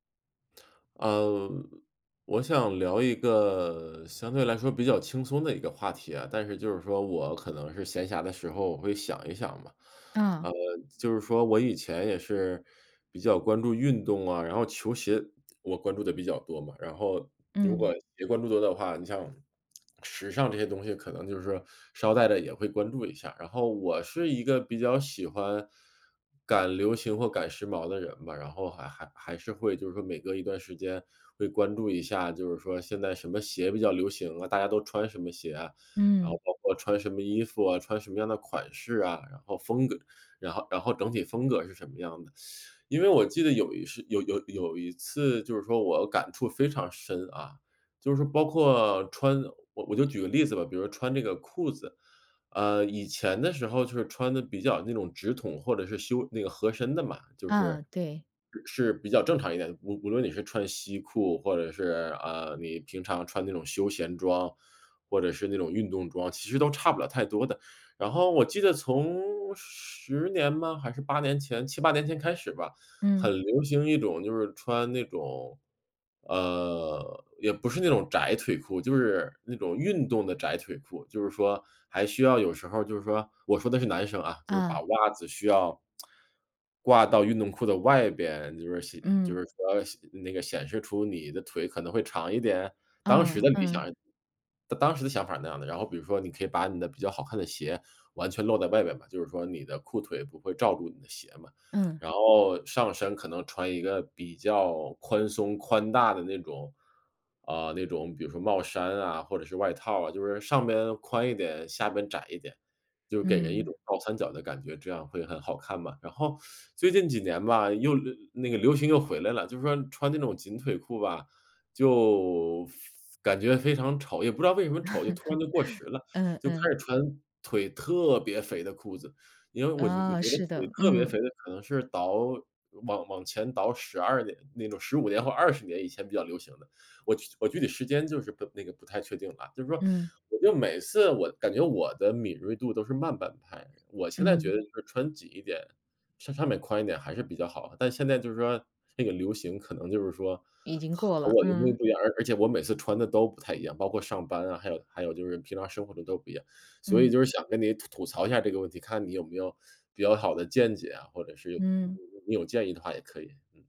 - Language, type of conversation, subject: Chinese, advice, 我总是挑不到合适的衣服怎么办？
- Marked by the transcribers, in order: other background noise; teeth sucking; "次" said as "事"; lip smack; teeth sucking; laugh; unintelligible speech